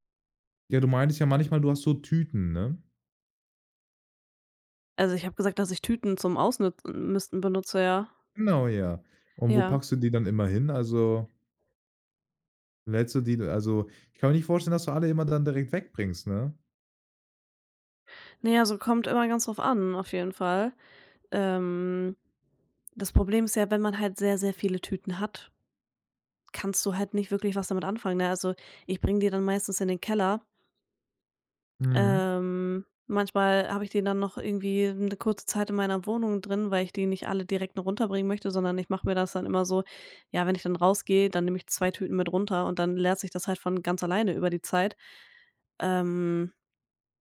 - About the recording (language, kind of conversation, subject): German, podcast, Wie gehst du beim Ausmisten eigentlich vor?
- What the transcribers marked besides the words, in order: none